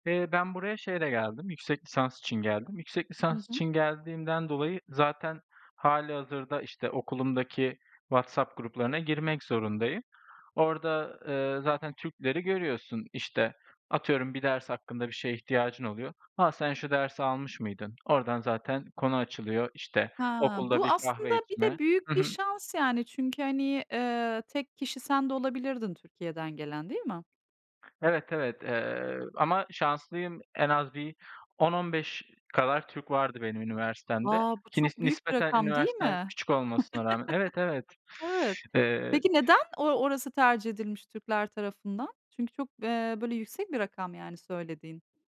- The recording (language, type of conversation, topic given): Turkish, podcast, Sosyal çevremi genişletmenin en basit yolu nedir?
- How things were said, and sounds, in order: other background noise; chuckle